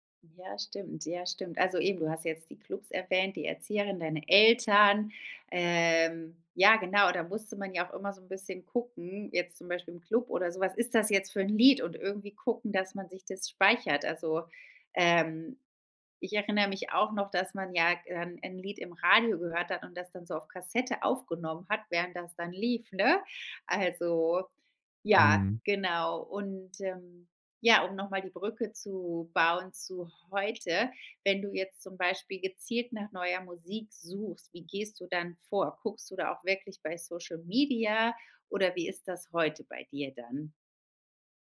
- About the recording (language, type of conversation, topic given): German, podcast, Wie haben soziale Medien die Art verändert, wie du neue Musik entdeckst?
- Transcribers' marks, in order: stressed: "Eltern"; stressed: "Lied?"